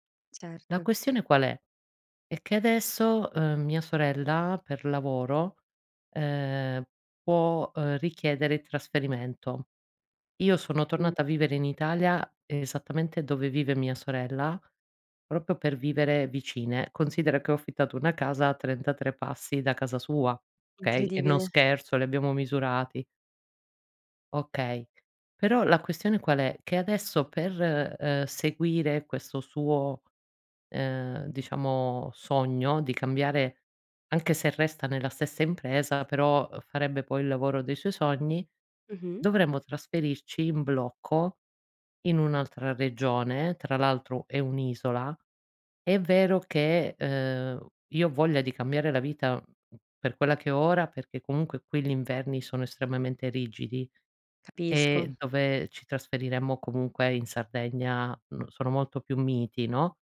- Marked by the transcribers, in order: tapping
- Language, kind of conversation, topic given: Italian, advice, Come posso cambiare vita se ho voglia di farlo ma ho paura di fallire?